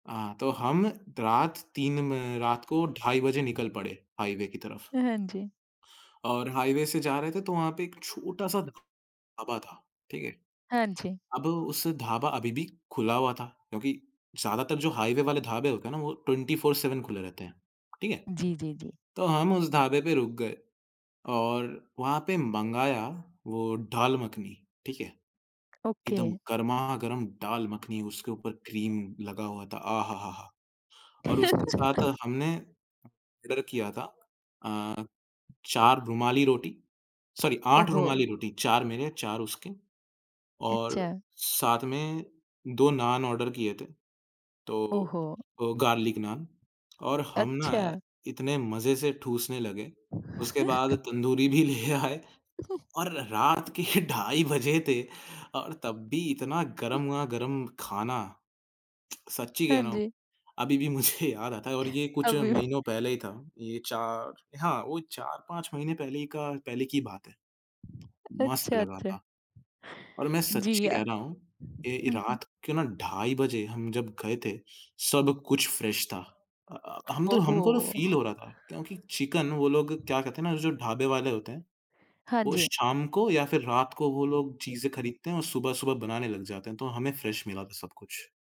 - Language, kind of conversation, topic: Hindi, podcast, सफ़र के दौरान आपने सबसे अच्छा खाना कहाँ खाया?
- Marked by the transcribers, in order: tapping; in English: "ट्वेंटी फोर सेवेन"; other background noise; in English: "ओके"; chuckle; in English: "ऑर्डर"; in English: "सॉरी"; in English: "ऑर्डर"; laughing while speaking: "भी ले आए"; chuckle; laughing while speaking: "के ढाई बजे"; chuckle; laughing while speaking: "मुझे"; laughing while speaking: "अभी"; in English: "फ्रेश"; in English: "फील"; in English: "फ्रेश"